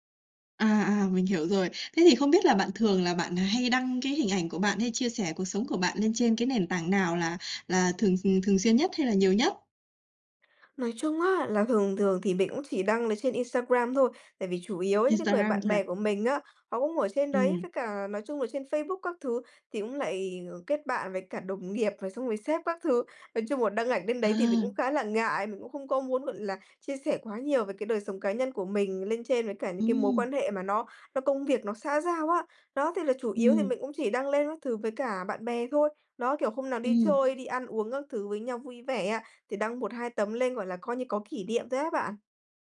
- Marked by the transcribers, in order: tapping
- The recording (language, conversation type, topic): Vietnamese, advice, Làm sao để bớt đau khổ khi hình ảnh của bạn trên mạng khác với con người thật?